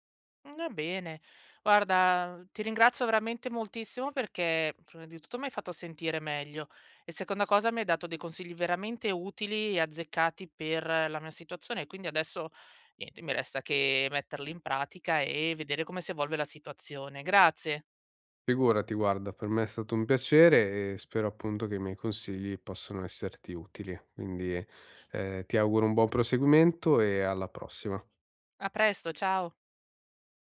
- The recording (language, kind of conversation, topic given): Italian, advice, Come posso riposare senza sentirmi meno valido o in colpa?
- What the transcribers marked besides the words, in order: none